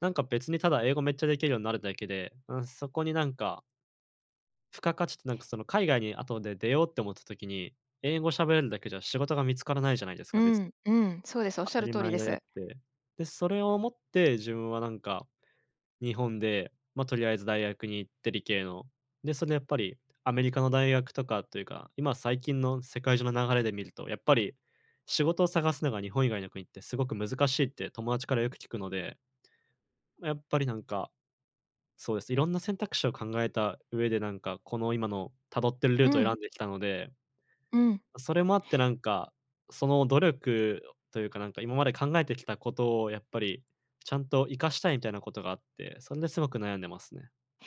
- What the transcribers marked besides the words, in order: tapping
- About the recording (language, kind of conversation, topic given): Japanese, advice, キャリアの方向性に迷っていますが、次に何をすればよいですか？